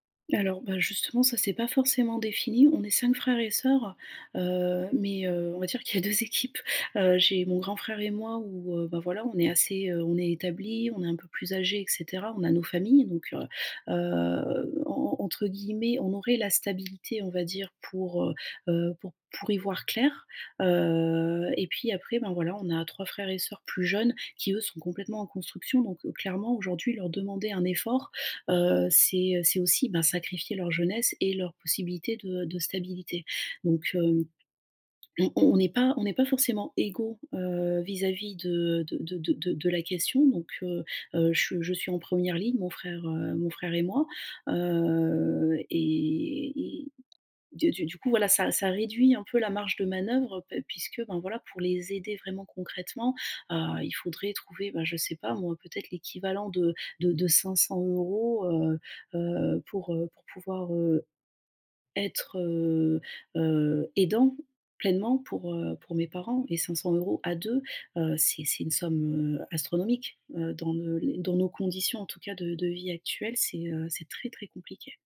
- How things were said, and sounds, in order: laughing while speaking: "deux équipes"; stressed: "être"
- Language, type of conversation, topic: French, advice, Comment trouver un équilibre entre les traditions familiales et mon expression personnelle ?